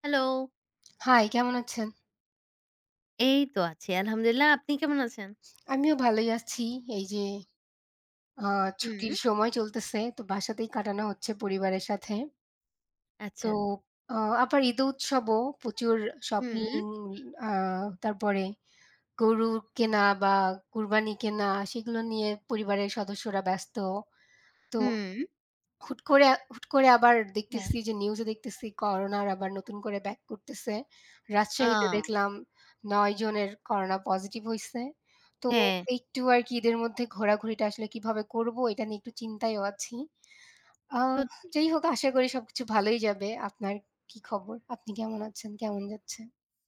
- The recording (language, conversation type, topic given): Bengali, unstructured, সাম্প্রতিক সময়ে করোনা ভ্যাকসিন সম্পর্কে কোন তথ্য আপনাকে সবচেয়ে বেশি অবাক করেছে?
- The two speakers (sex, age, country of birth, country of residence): female, 20-24, Bangladesh, Bangladesh; female, 25-29, Bangladesh, Bangladesh
- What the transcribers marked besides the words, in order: none